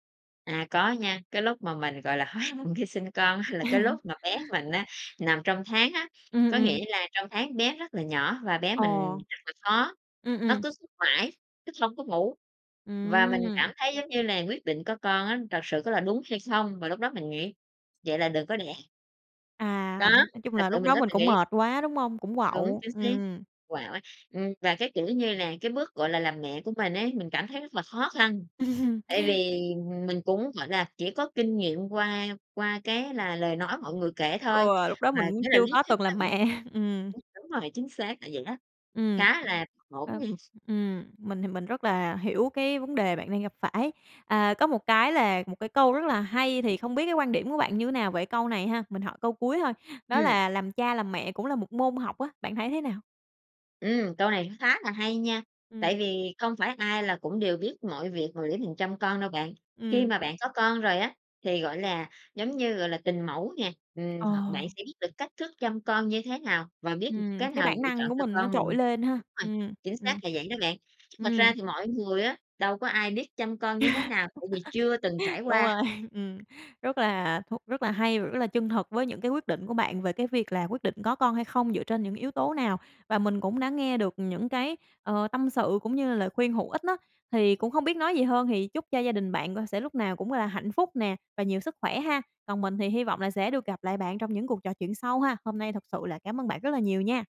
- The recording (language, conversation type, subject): Vietnamese, podcast, Những yếu tố nào khiến bạn quyết định có con hay không?
- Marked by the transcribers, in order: laughing while speaking: "hối hận khi sinh con á"; chuckle; tapping; laugh; laughing while speaking: "mẹ"; other background noise; laugh; laughing while speaking: "Đúng rồi, ừm"